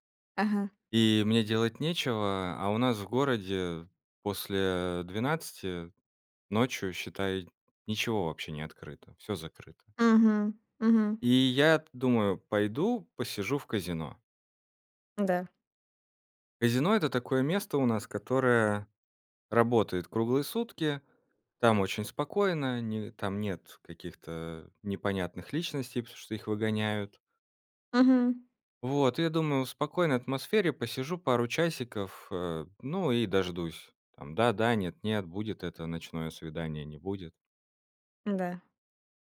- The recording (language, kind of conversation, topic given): Russian, podcast, Какая случайная встреча перевернула твою жизнь?
- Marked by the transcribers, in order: tapping